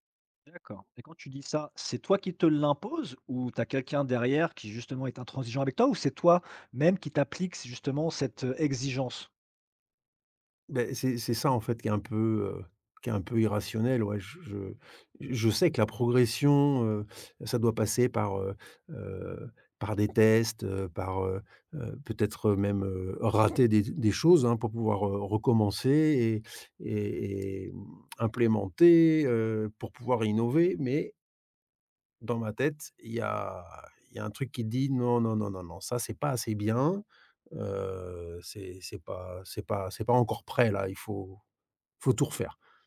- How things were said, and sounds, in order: stressed: "implémenter"
- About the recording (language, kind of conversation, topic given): French, advice, Comment mon perfectionnisme m’empêche-t-il d’avancer et de livrer mes projets ?